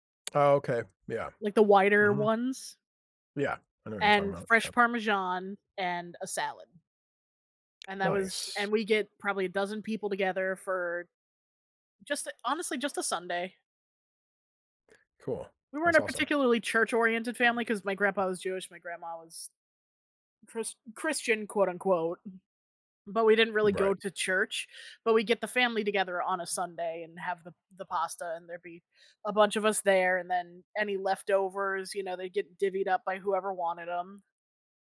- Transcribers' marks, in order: tapping; other background noise
- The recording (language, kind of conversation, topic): English, unstructured, How can I recreate the foods that connect me to my childhood?